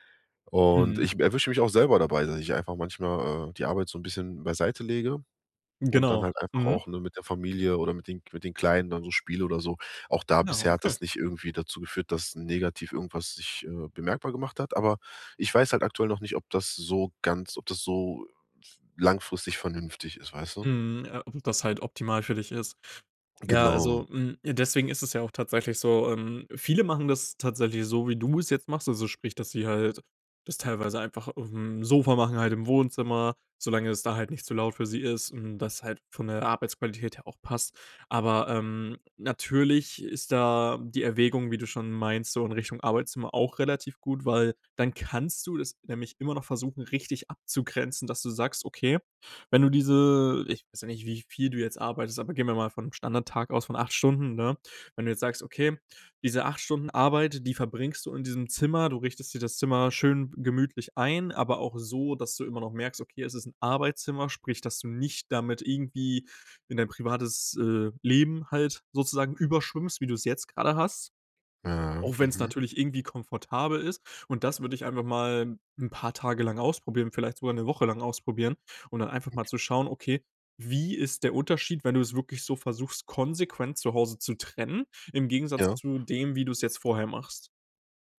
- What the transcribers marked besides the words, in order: stressed: "kannst"; other background noise
- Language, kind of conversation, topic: German, advice, Wie hat sich durch die Umstellung auf Homeoffice die Grenze zwischen Arbeit und Privatleben verändert?